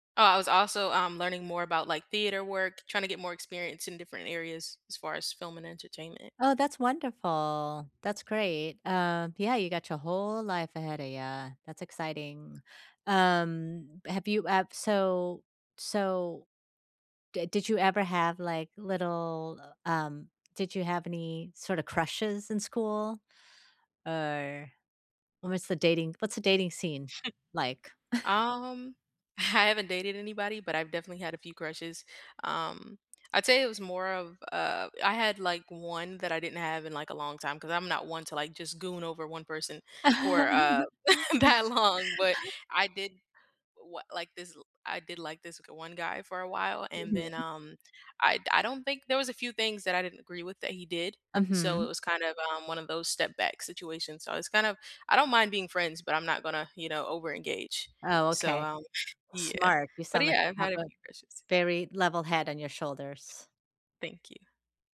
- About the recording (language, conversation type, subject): English, unstructured, Why do people stay in unhealthy relationships?
- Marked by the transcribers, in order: drawn out: "whole"; other background noise; tapping; chuckle; laugh; laughing while speaking: "that long"